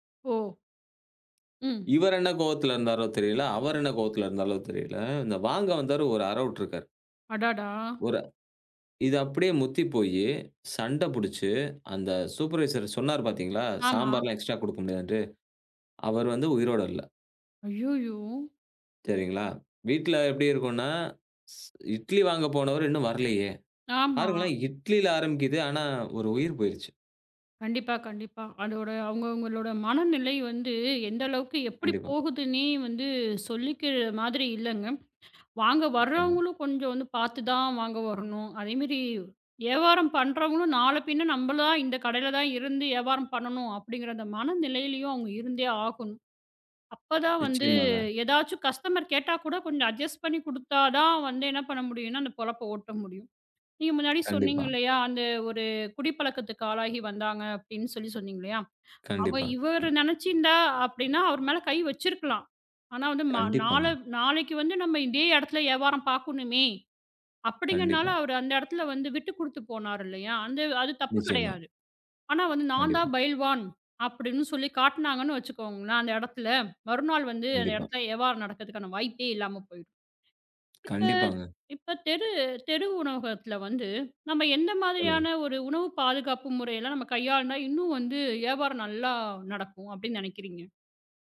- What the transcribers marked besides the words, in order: "இருந்தாரோ" said as "இருந்தாலோ"; in English: "சூப்பர்வைசர்"; in English: "எக்ஸ்ட்ரா"; tapping; other noise; in English: "கஸ்டமர்"; in English: "அட்ஜெஸ்ட்"
- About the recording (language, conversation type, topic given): Tamil, podcast, ஓர் தெரு உணவகத்தில் சாப்பிட்ட போது உங்களுக்கு நடந்த விசித்திரமான சம்பவத்தைச் சொல்ல முடியுமா?